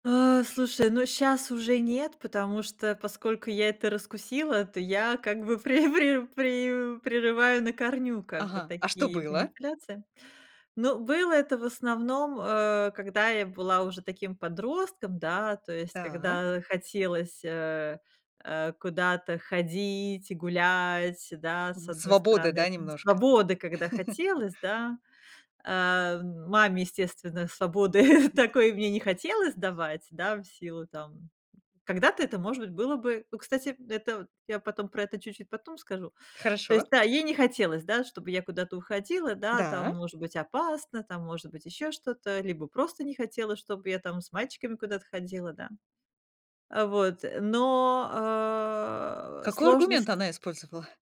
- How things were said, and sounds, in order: tapping; laughing while speaking: "пре пре пре"; other background noise; chuckle; laugh
- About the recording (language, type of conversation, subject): Russian, podcast, Как реагировать на манипуляции родственников?